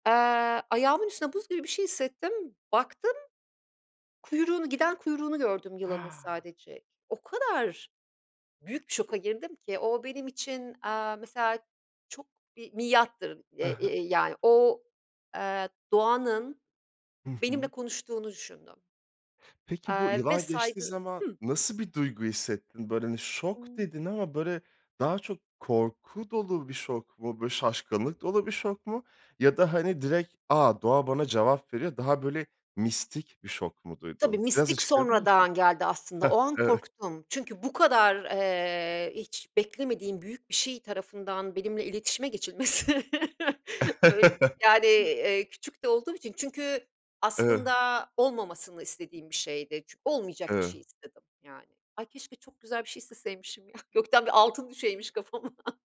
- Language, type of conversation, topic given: Turkish, podcast, Doğayla ilgili en unutulmaz anını anlatır mısın?
- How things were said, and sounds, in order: surprised: "Ha!"; other background noise; laugh; unintelligible speech; unintelligible speech; chuckle